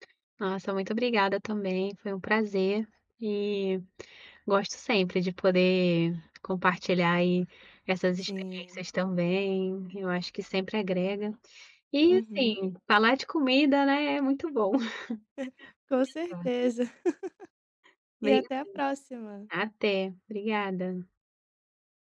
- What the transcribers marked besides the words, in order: chuckle; laugh
- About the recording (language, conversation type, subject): Portuguese, podcast, Qual foi a melhor comida que você experimentou viajando?